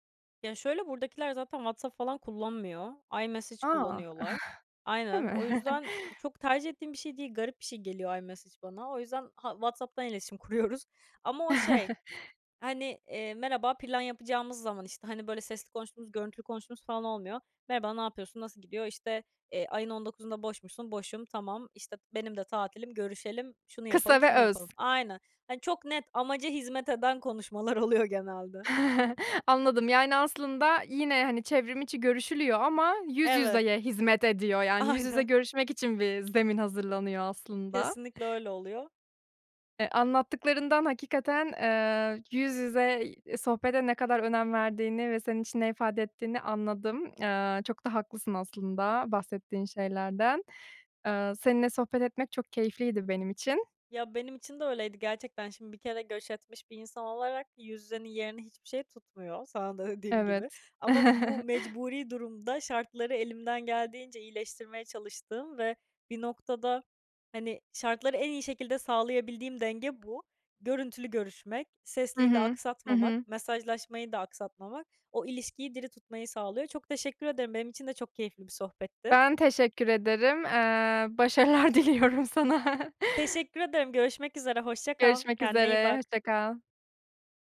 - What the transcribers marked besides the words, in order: giggle; other background noise; chuckle; laughing while speaking: "kuruyoruz"; giggle; laughing while speaking: "oluyor"; chuckle; laughing while speaking: "Aynen"; tapping; giggle; laughing while speaking: "başarılar diliyorum sana"; chuckle
- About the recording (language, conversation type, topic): Turkish, podcast, Yüz yüze sohbetlerin çevrimiçi sohbetlere göre avantajları nelerdir?